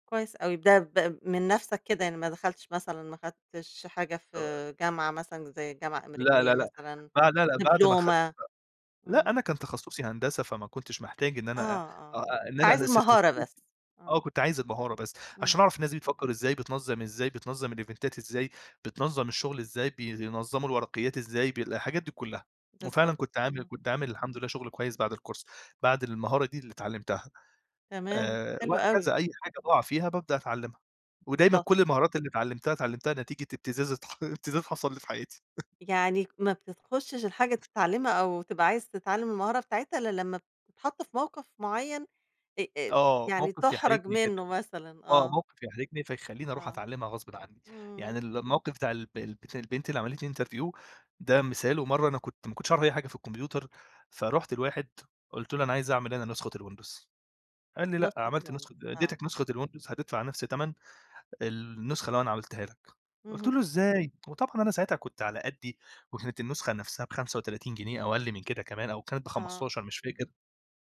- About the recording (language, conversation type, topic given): Arabic, podcast, إزاي تتعلم مهارة جديدة بسرعة؟
- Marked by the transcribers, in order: unintelligible speech; in English: "الإيفنتات"; in English: "الكورس"; chuckle; other background noise; in English: "interview"; in English: "الWindows"; in English: "الWindows"; in English: "الWindows"